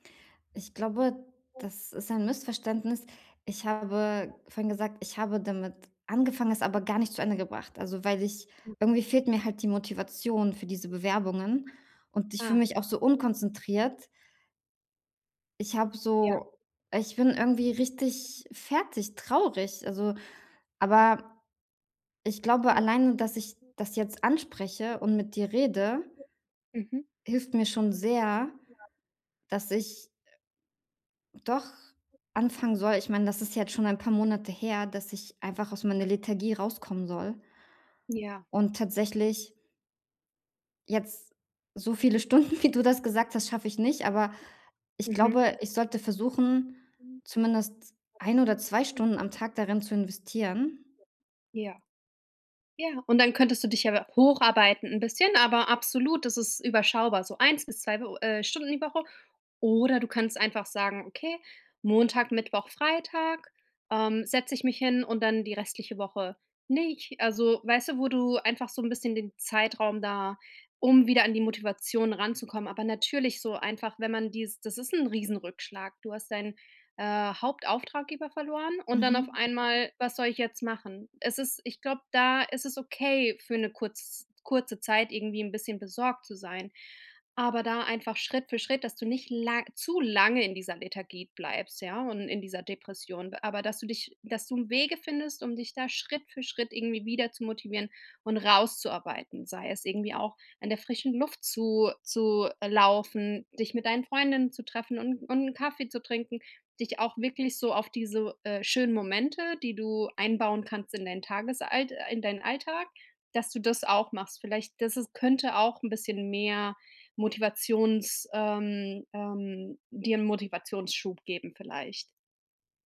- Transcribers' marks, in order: background speech; other background noise; unintelligible speech; laughing while speaking: "viele Stunden"
- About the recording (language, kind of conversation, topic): German, advice, Wie kann ich nach einem Rückschlag meine Motivation und meine Routine wiederfinden?